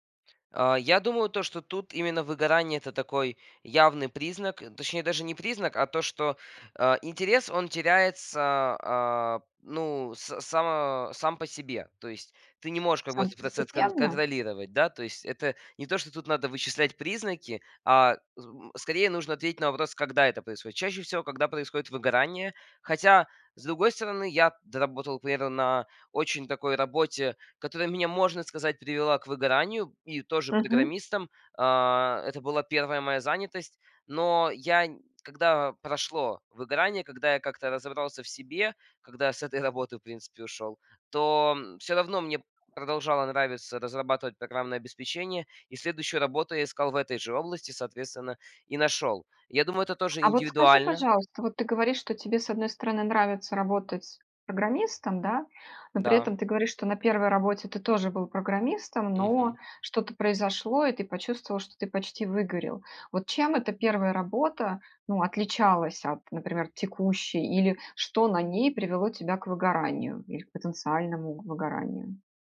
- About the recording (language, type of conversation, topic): Russian, podcast, Как не потерять интерес к работе со временем?
- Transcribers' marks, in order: none